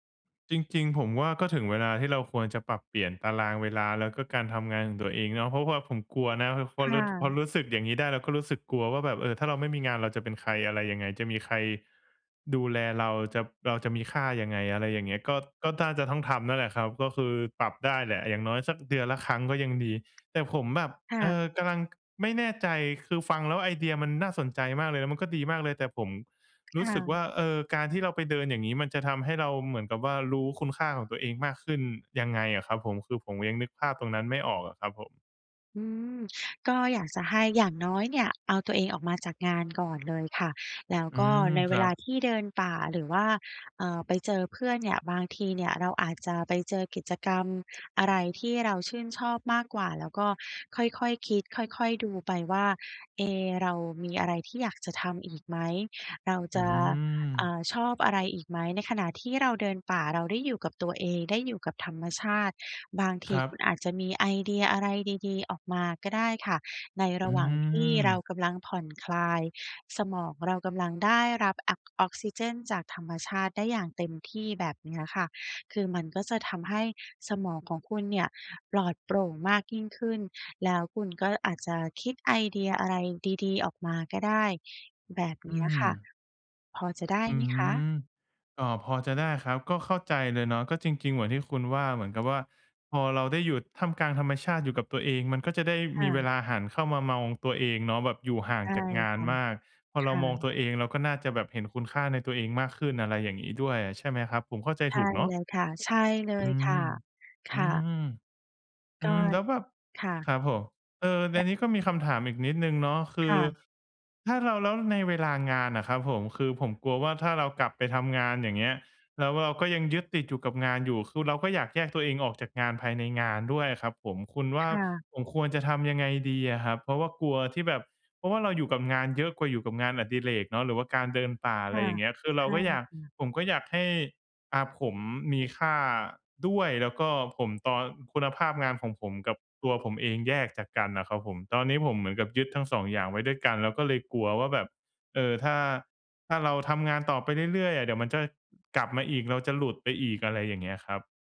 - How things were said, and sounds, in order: "แล้ว" said as "แน้ว"; "น่า" said as "ด้า"; other background noise; unintelligible speech
- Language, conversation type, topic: Thai, advice, ฉันจะรู้สึกเห็นคุณค่าในตัวเองได้อย่างไร โดยไม่เอาผลงานมาเป็นตัวชี้วัด?